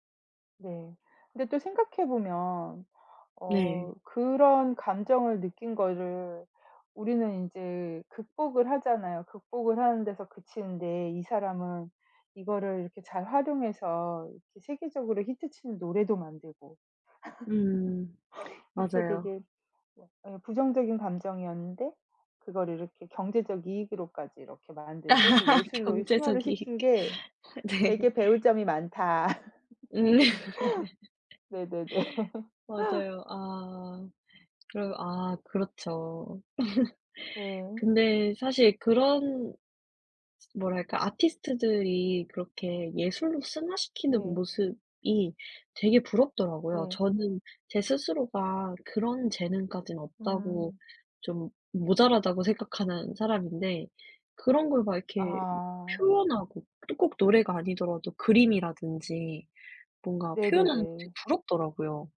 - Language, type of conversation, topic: Korean, unstructured, 음악 감상과 독서 중 어떤 활동을 더 즐기시나요?
- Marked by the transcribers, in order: tapping; laugh; laugh; laughing while speaking: "경제적 이익. 네"; laughing while speaking: "음"; laugh; laughing while speaking: "많다. 네네네"; laugh